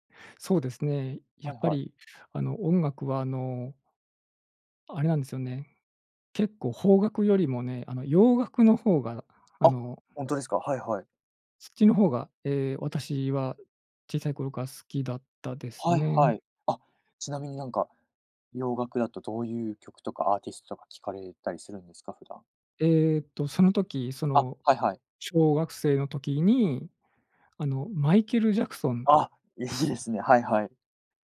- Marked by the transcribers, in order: other background noise; laughing while speaking: "いいですね"
- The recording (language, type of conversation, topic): Japanese, podcast, 音楽と出会ったきっかけは何ですか？